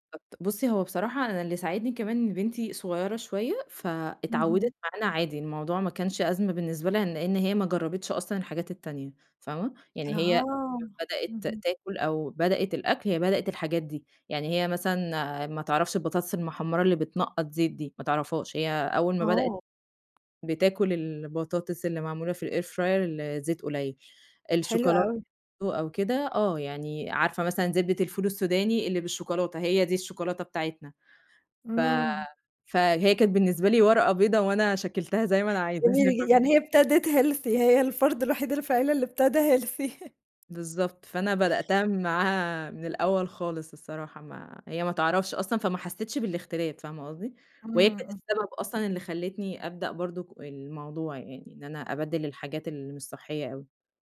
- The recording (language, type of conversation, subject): Arabic, podcast, إزاي تجهّز أكل صحي بسرعة في البيت؟
- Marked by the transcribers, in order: unintelligible speech; tapping; in English: "الair fryer"; unintelligible speech; laugh; in English: "healthy"; other background noise; in English: "healthy"; laugh